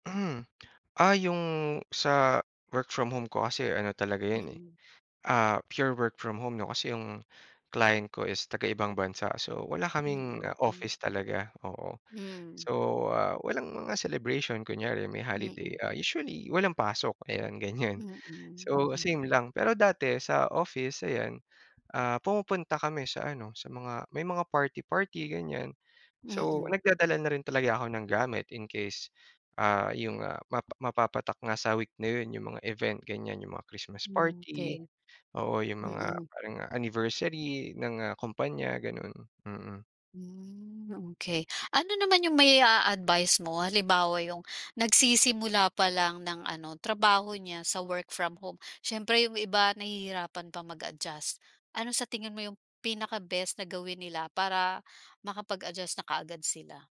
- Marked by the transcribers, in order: none
- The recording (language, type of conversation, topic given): Filipino, podcast, Paano nagsisimula ang umaga sa bahay ninyo?